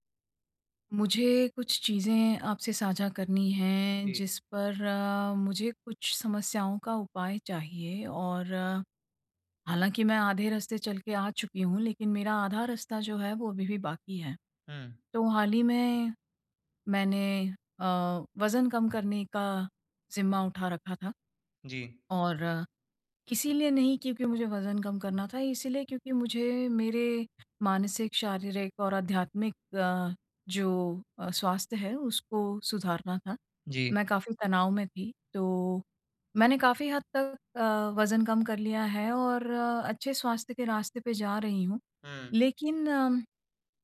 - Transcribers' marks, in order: none
- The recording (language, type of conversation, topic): Hindi, advice, जब मैं व्यस्त रहूँ, तो छोटी-छोटी स्वास्थ्य आदतों को रोज़ नियमित कैसे बनाए रखूँ?
- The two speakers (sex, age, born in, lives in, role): female, 45-49, India, India, user; male, 20-24, India, India, advisor